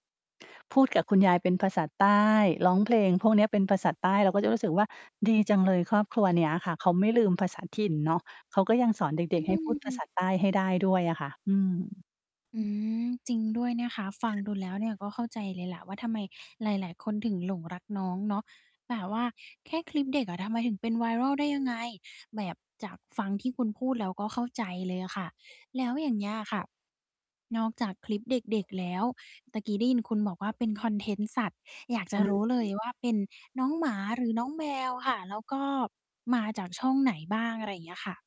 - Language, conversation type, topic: Thai, podcast, เล่าเรื่องอินฟลูเอนเซอร์คนโปรดให้ฟังหน่อยได้ไหม?
- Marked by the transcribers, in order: static; distorted speech; other background noise; mechanical hum